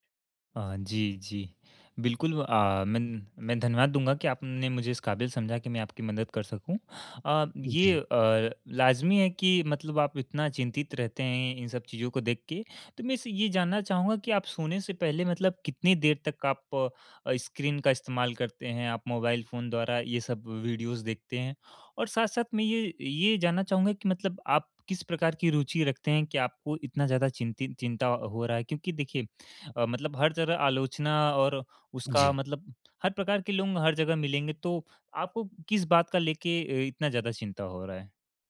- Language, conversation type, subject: Hindi, advice, सोने से पहले स्क्रीन देखने से चिंता और उत्तेजना कैसे कम करूँ?
- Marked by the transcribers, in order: in English: "वीडियोज़"